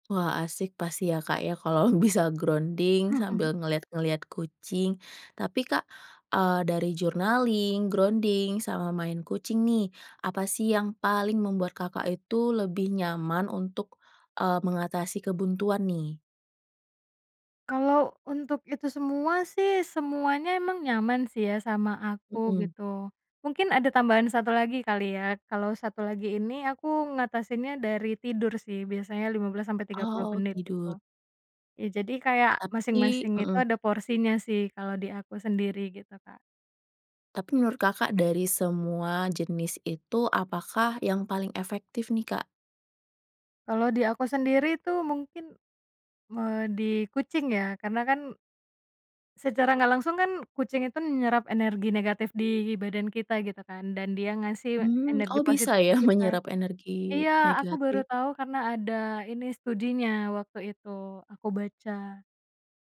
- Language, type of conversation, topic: Indonesian, podcast, Bagaimana cara kamu mengatasi kebuntuan saat sudah mentok?
- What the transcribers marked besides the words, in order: laughing while speaking: "kalau bisa"; in English: "grounding"; chuckle; in English: "journaling, grounding"; tapping; laughing while speaking: "bisa ya"